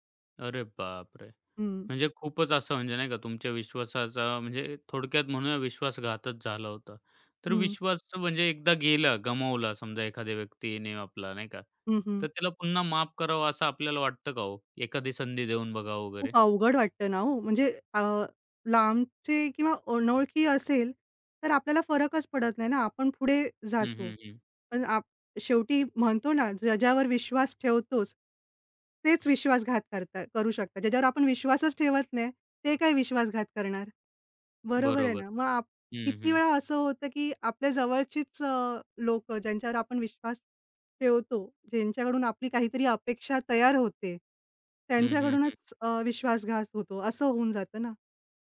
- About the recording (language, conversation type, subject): Marathi, podcast, एकदा विश्वास गेला तर तो कसा परत मिळवता?
- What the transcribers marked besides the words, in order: surprised: "अरे बापरे!"